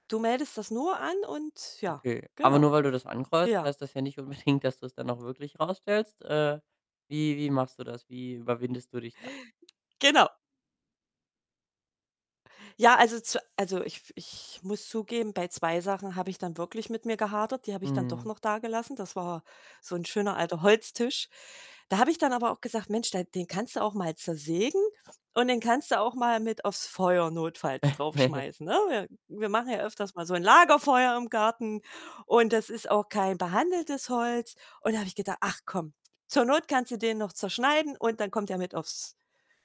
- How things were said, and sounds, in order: laughing while speaking: "unbedingt"; other background noise; static; chuckle
- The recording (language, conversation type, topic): German, podcast, Wie entscheidest du, was weg kann und was bleibt?